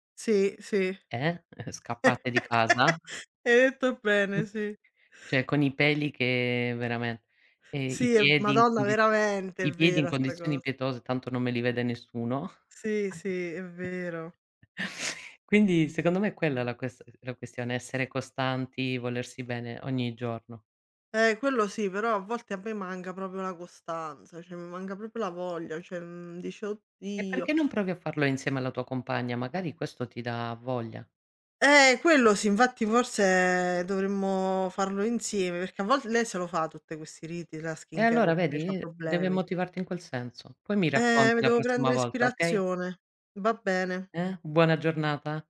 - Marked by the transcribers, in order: laugh; other background noise; other noise; tapping; chuckle; "cioè" said as "ceh"; "cioè" said as "ceh"; in English: "skincare"
- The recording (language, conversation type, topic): Italian, unstructured, Che cosa significa per te prendersi cura di te stesso?